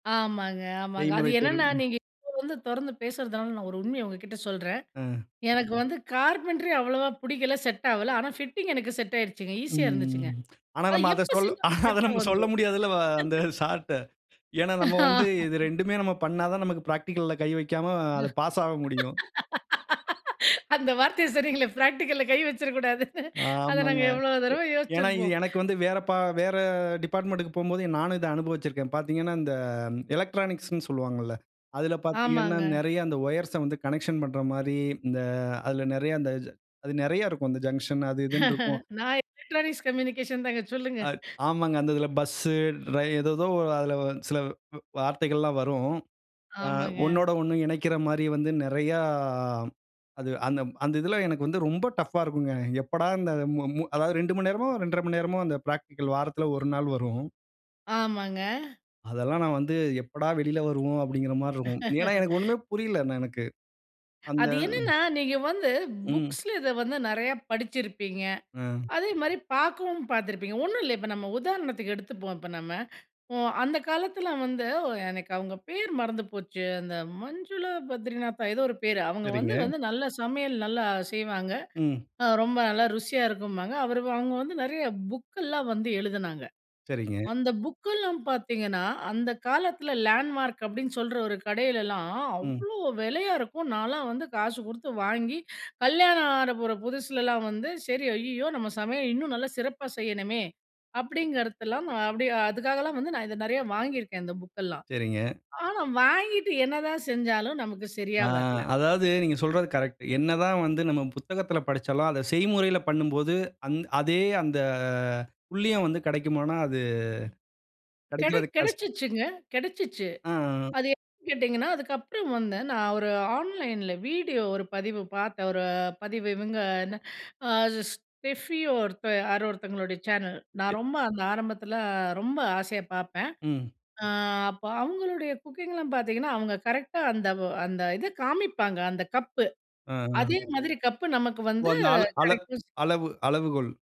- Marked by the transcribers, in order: in English: "கார்ப்பென்ட்ரி"; other noise; laughing while speaking: "அத நம்ம சொல்ல முடியாது அல்லவா"; chuckle; laugh; in English: "பிரா்டிகல்ல"; laugh; in English: "பிராக்டிகல்ல"; in English: "டிபார்ட்மென்ட்க்கு"; in English: "எலக்ட்ரானிக்ஸ்னு"; in English: "ஜங்ஷன்"; chuckle; in English: "எலக்ட்ரானிக்ஸ் கம்யூனிகேஷன்"; in English: "பிரா்டிகல்"; laugh; in English: "லேண்ட்மார்க்"; in English: "ஆன்லைன்ல"; unintelligible speech
- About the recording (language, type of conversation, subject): Tamil, podcast, புத்தகங்கள், வீடியோக்கள், அல்லது அனுபவம் — நீங்கள் எதை தேர்வு செய்கிறீர்கள்?